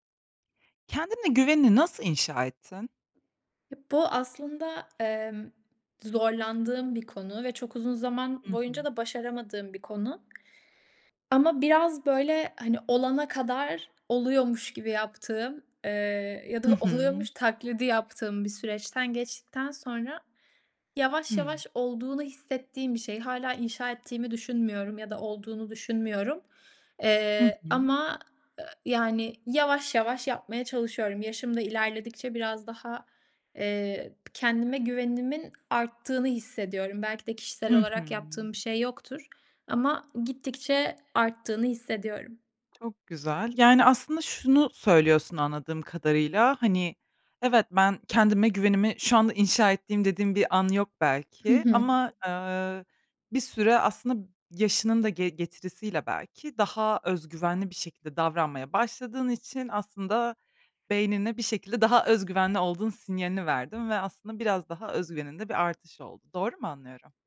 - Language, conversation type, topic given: Turkish, podcast, Kendine güvenini nasıl inşa ettin?
- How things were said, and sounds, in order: tapping; laughing while speaking: "oluyormuş"; other background noise